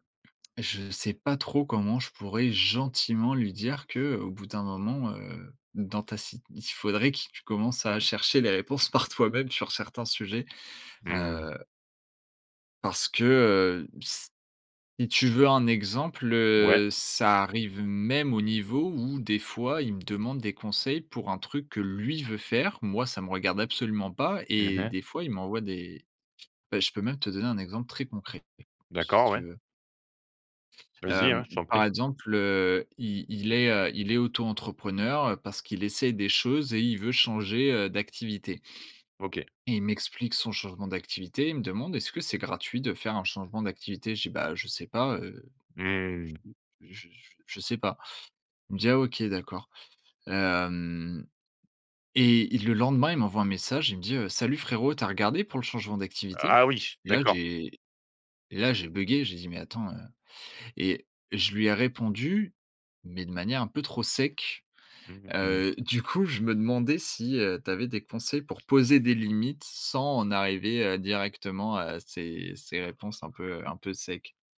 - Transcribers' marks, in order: stressed: "gentiment"; other background noise; drawn out: "hem"; laughing while speaking: "du coup"
- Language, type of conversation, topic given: French, advice, Comment poser des limites à un ami qui te demande trop de temps ?